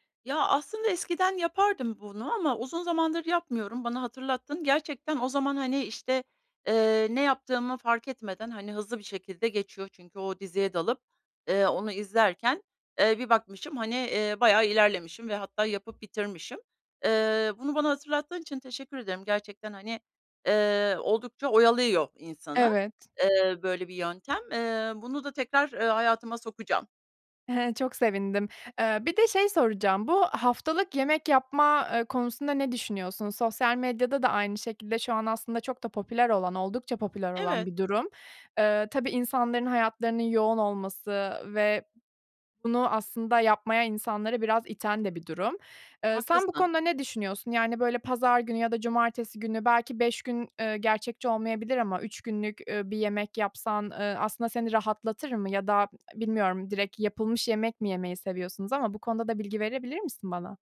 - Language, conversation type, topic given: Turkish, advice, Motivasyon eksikliğiyle başa çıkıp sağlıklı beslenmek için yemek hazırlamayı nasıl planlayabilirim?
- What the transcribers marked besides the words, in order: other background noise; chuckle; tapping